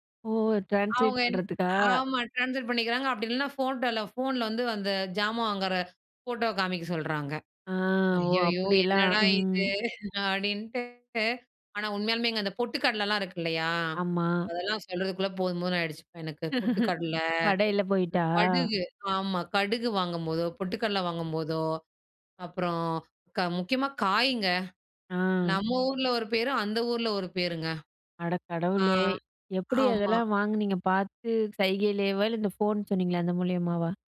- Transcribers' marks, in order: in English: "ட்ரான்ஸ்லேட்"; other noise; in English: "ட்ரான்ஸ்பர்"; chuckle; chuckle; "கடையில" said as "படையில"
- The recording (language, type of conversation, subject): Tamil, podcast, நீங்கள் மொழிச் சிக்கலை எப்படிச் சமாளித்தீர்கள்?